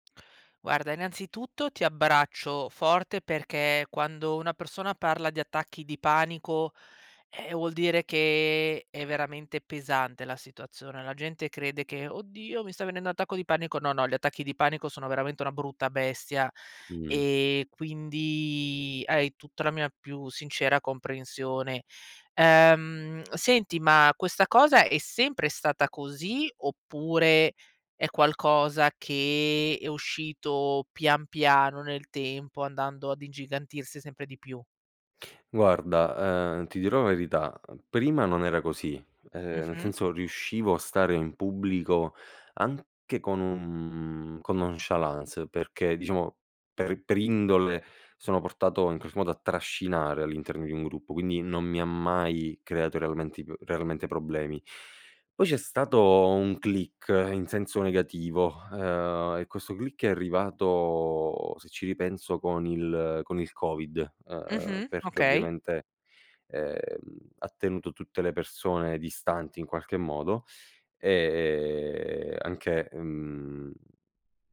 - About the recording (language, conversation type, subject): Italian, advice, Come posso superare la paura di parlare in pubblico o di esporre le mie idee in riunione?
- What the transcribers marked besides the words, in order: put-on voice: "Oddio"; in French: "nonchalance"; "indole" said as "indolle"